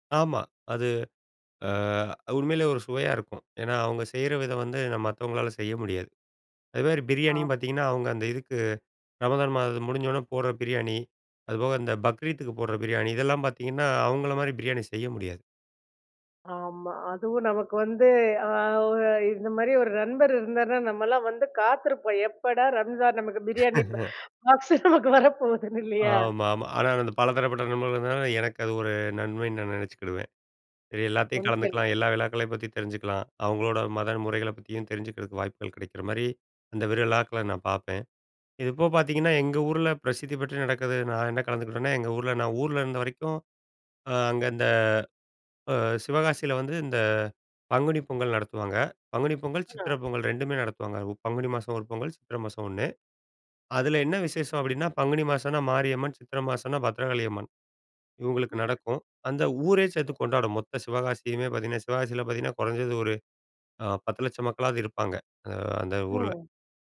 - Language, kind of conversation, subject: Tamil, podcast, வெவ்வேறு திருவிழாக்களை கொண்டாடுவது எப்படி இருக்கிறது?
- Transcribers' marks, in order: laugh; inhale; laughing while speaking: "ஃப் பாக்ஸு நமக்கு வரப்போகுதுன்னு இல்லியா?"; other background noise; unintelligible speech; other noise; "சேந்து" said as "சேத்து"